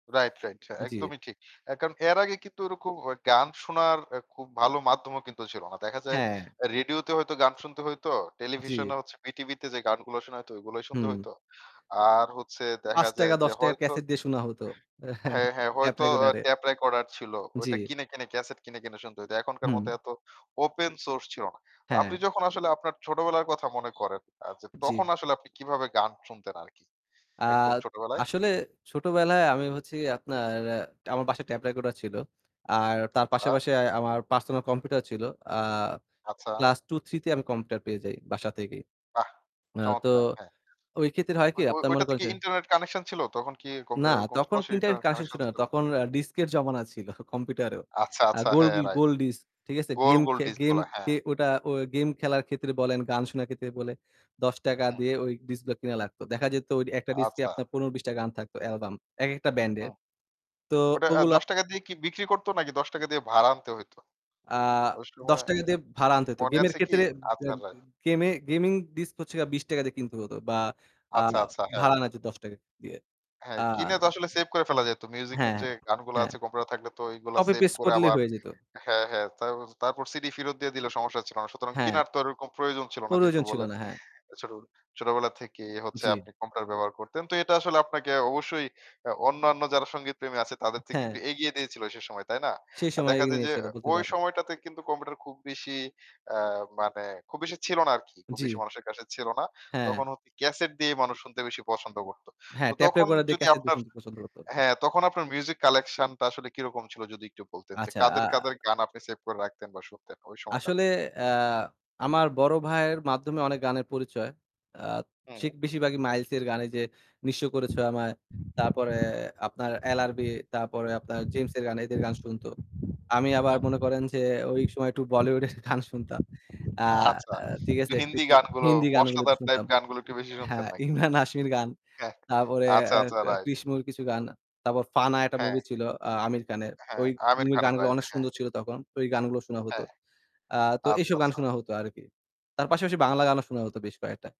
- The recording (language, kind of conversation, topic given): Bengali, podcast, কোন গানটি তোমাকে সবচেয়ে বেশি নস্টালজিক করে তোলে?
- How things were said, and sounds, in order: static; tapping; chuckle; other background noise; laughing while speaking: "ছিল"; distorted speech; "কাছে" said as "কাসে"; unintelligible speech; wind; laughing while speaking: "আচ্ছা। একটু হিন্দি গানগুলো, মশলাদার টাইপ গানগুলো একটু বেশি শুনতেন নাকি ?"; laughing while speaking: "সময় একটু বলিউডের গান শুনতাম"; laughing while speaking: "ইমরান হাশমির গান"